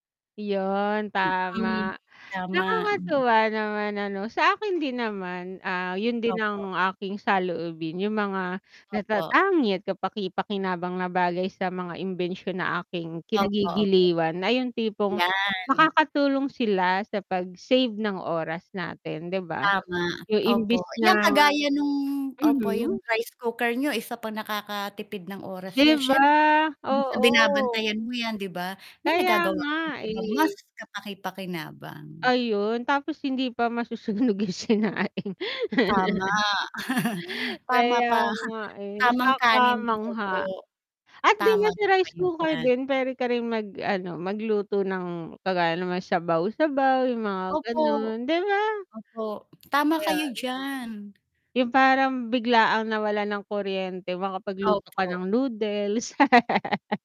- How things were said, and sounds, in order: static; distorted speech; chuckle; other background noise; chuckle; laugh
- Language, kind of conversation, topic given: Filipino, unstructured, Ano ang paborito mong imbensyon, at bakit?